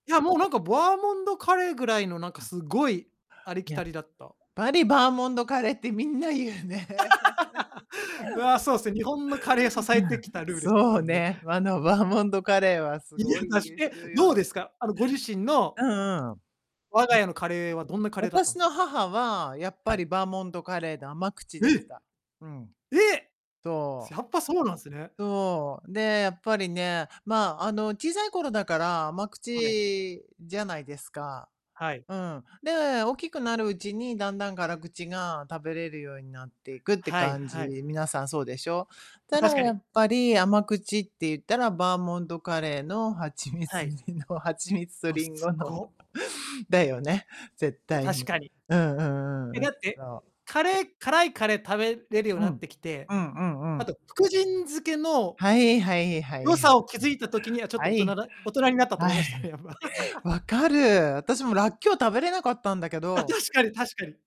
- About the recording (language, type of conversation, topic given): Japanese, unstructured, 食べ物の匂いをかぐと、何か思い出すことはありますか？
- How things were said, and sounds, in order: static; laughing while speaking: "言うね"; laugh; giggle; other background noise; distorted speech; laughing while speaking: "蜂蜜入りの 蜂蜜とリンゴの"; unintelligible speech; giggle; unintelligible speech